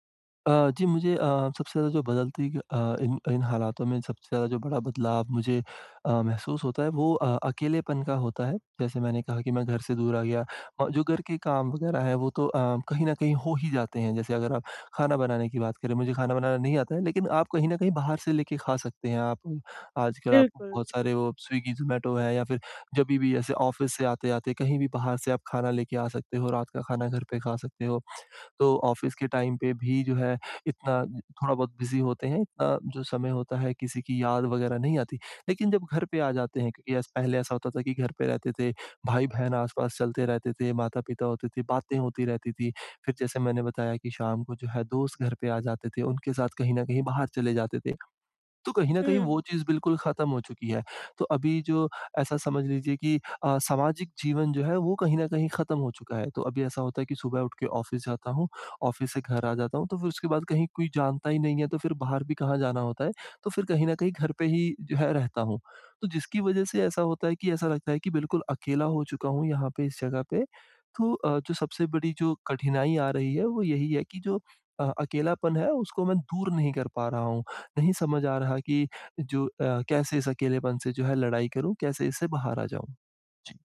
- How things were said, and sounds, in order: in English: "ऑफ़िस"; other background noise; in English: "ऑफ़िस"; in English: "टाइम"; in English: "बिज़ी"; in English: "ऑफ़िस"; in English: "ऑफ़िस"
- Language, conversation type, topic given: Hindi, advice, बदलते हालातों के साथ मैं खुद को कैसे समायोजित करूँ?